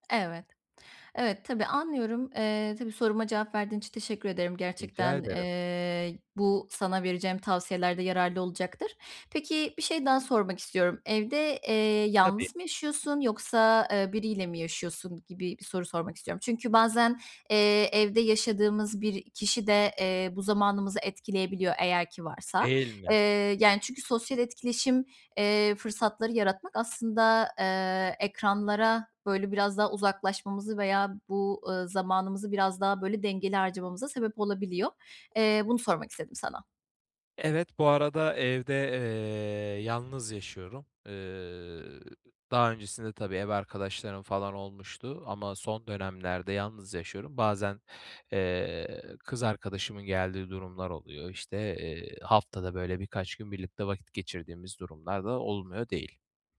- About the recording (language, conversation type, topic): Turkish, advice, Ekranlarla çevriliyken boş zamanımı daha verimli nasıl değerlendirebilirim?
- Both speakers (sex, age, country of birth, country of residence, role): female, 25-29, Turkey, Poland, advisor; male, 25-29, Turkey, Bulgaria, user
- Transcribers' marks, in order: tapping; other background noise